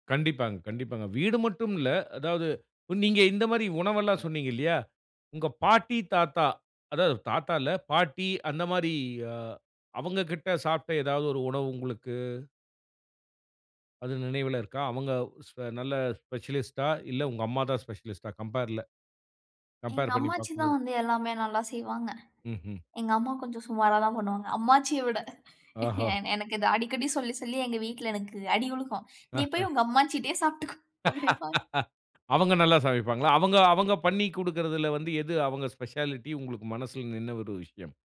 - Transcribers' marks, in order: in English: "ஸ்பெஷலிஸ்ட்டா"; in English: "ஸ்பெஷலிஸ்ட்டா கம்பேர்ல. கம்பேர்"; chuckle; laughing while speaking: "அம்மாச்சிட்டேயே சாப்பட்டுக்கோ"; laugh; other noise; in English: "ஸ்பெஷாலிட்டி"
- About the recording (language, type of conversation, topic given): Tamil, podcast, சிறுவயதில் சாப்பிட்ட உணவுகள் உங்கள் நினைவுகளை எப்படிப் புதுப்பிக்கின்றன?